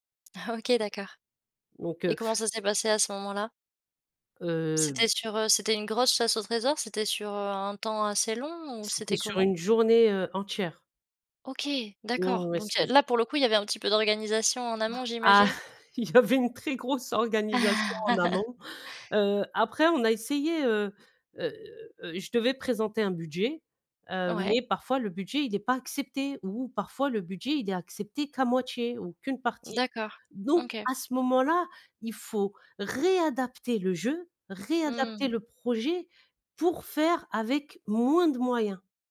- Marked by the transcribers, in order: laughing while speaking: "OK d'accord"; laughing while speaking: "Ah, il y avait une très grosse organisation en amont"; laugh; stressed: "réadapter"; stressed: "réadapter"; stressed: "moins"
- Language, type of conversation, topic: French, podcast, Comment fais-tu pour inventer des jeux avec peu de moyens ?